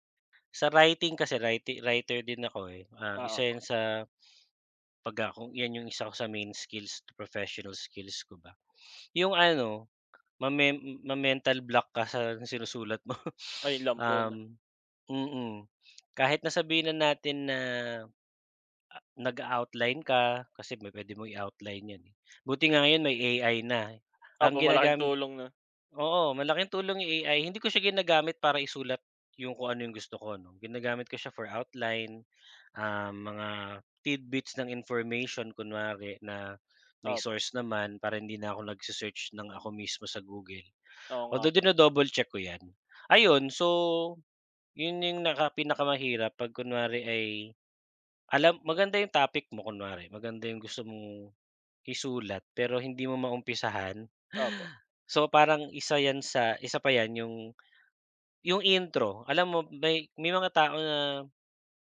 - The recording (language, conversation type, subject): Filipino, unstructured, Ano ang mga bagay na gusto mong baguhin sa iyong trabaho?
- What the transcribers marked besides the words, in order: sniff; laughing while speaking: "mo"